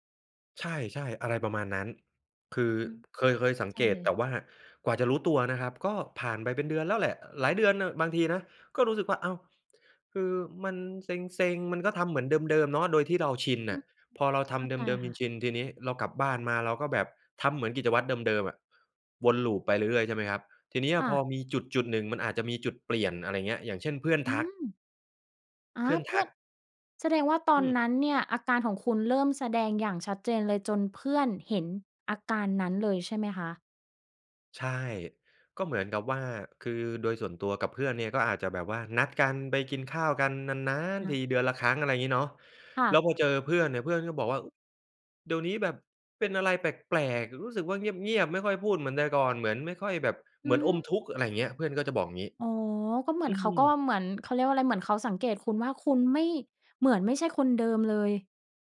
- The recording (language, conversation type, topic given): Thai, podcast, เวลารู้สึกหมดไฟ คุณมีวิธีดูแลตัวเองอย่างไรบ้าง?
- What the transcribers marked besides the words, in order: none